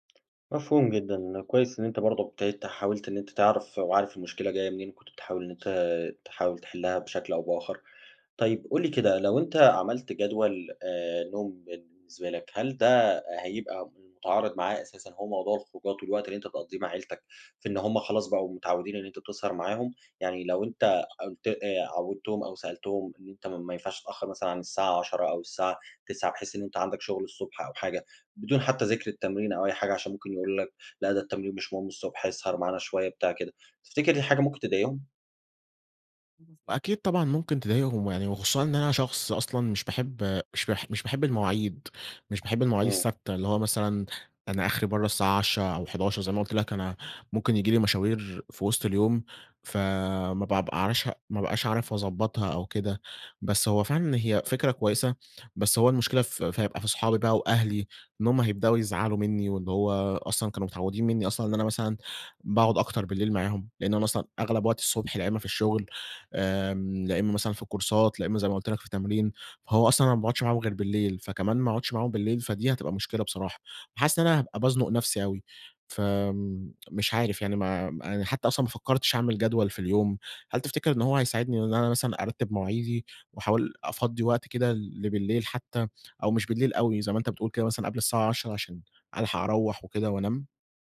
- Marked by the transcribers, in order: other background noise; tapping; in English: "الكورسات"
- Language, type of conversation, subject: Arabic, advice, إزاي أقدر أوازن بين الشغل والعيلة ومواعيد التمرين؟